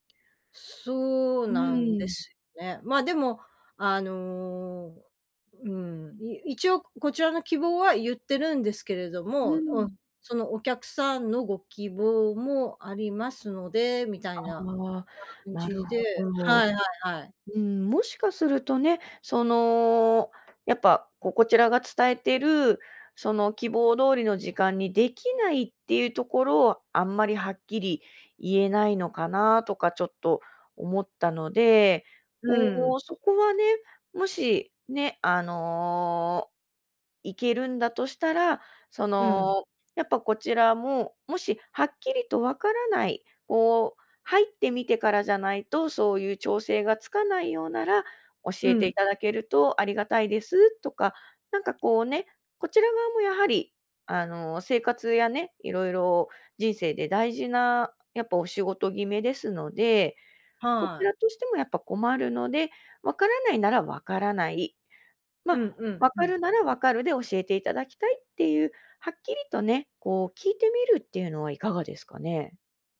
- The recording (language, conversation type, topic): Japanese, advice, 面接で条件交渉や待遇の提示に戸惑っているとき、どう対応すればよいですか？
- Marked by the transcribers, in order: tapping